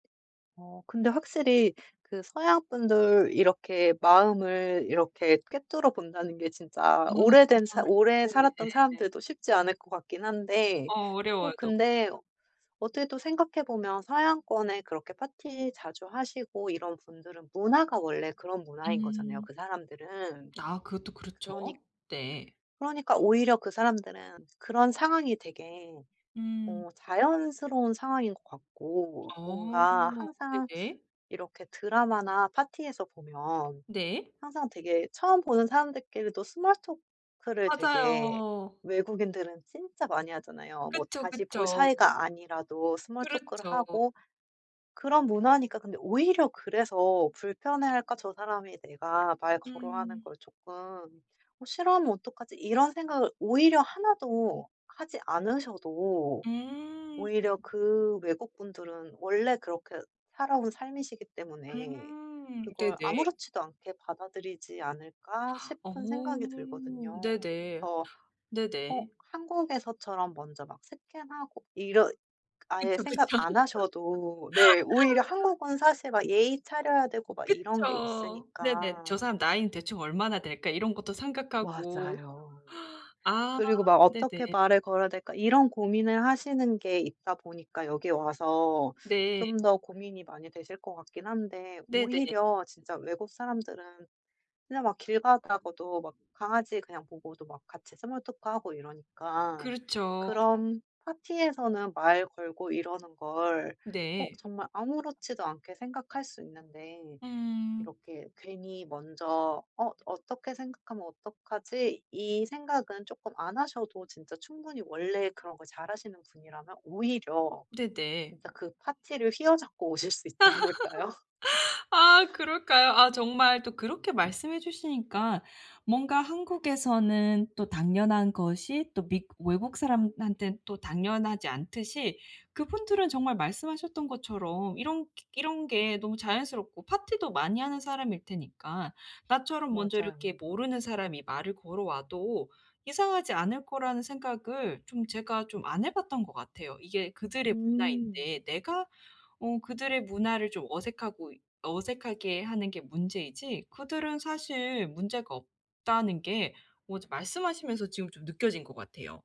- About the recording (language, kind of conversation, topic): Korean, advice, 모임에서 사회적 불안을 줄이려면 어떤 방법이 도움이 될까요?
- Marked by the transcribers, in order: other background noise; tapping; laugh; "생각하고" said as "상각하고"; laughing while speaking: "오실 수 있지 않을까요?"; laugh